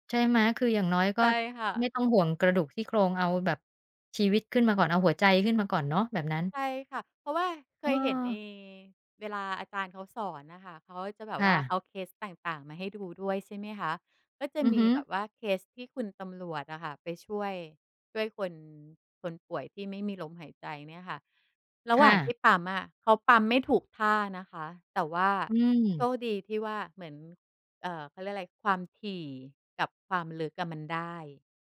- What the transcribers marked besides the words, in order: none
- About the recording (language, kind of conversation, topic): Thai, podcast, คุณมีวิธีฝึกทักษะใหม่ให้ติดตัวอย่างไร?